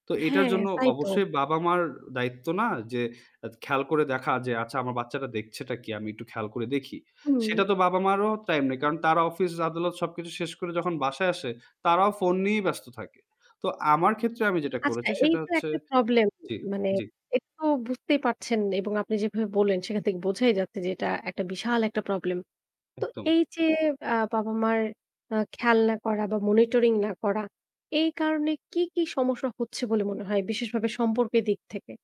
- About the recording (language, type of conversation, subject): Bengali, podcast, সম্পর্ক দৃঢ় ও সুস্থ রাখার জন্য আপনি কী করেন?
- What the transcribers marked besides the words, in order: static; other background noise; distorted speech